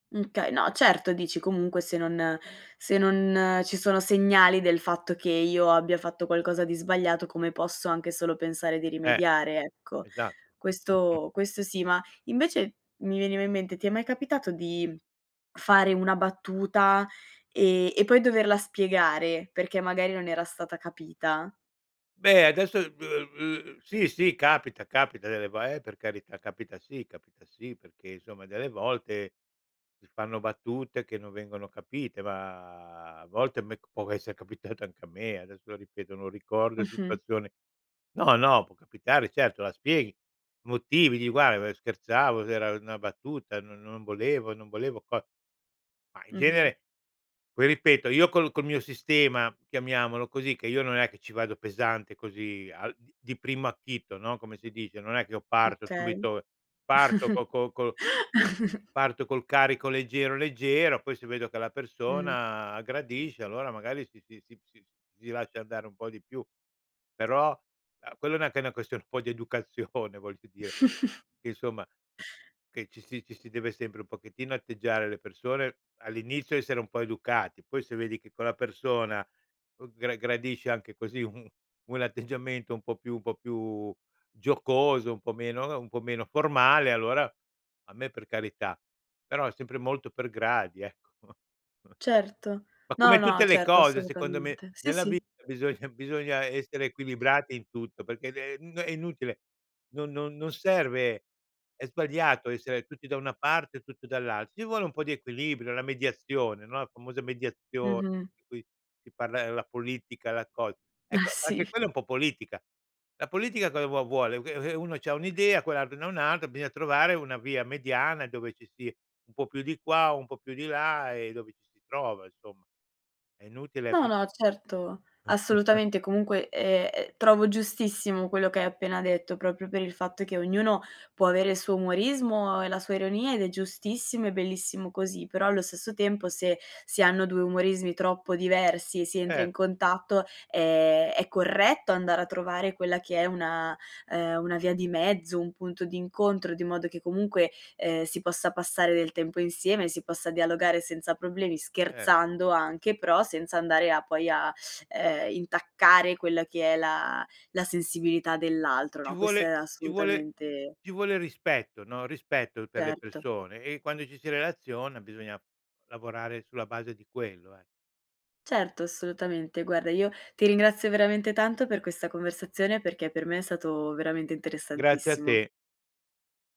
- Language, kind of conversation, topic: Italian, podcast, Che ruolo ha l’umorismo quando vuoi creare un legame con qualcuno?
- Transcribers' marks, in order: "okay" said as "kay"; chuckle; laughing while speaking: "capitato"; chuckle; laughing while speaking: "d'educazione"; chuckle; laughing while speaking: "atteggiamento"; chuckle; other background noise; laughing while speaking: "Eh sì"; chuckle